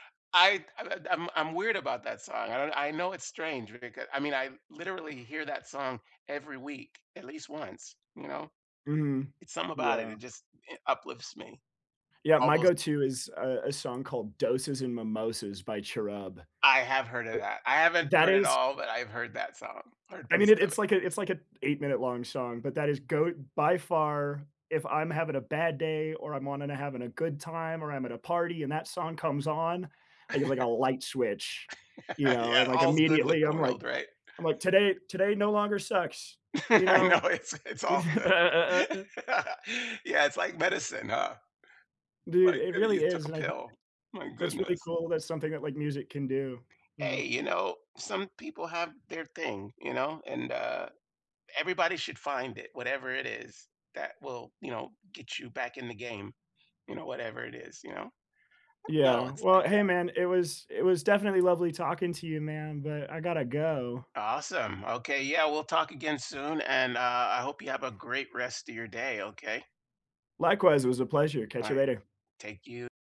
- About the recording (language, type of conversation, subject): English, unstructured, How should I use music to mark a breakup or celebration?
- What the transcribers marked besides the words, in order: other background noise; laugh; tapping; laugh; laughing while speaking: "I know, it's it's all good"; laugh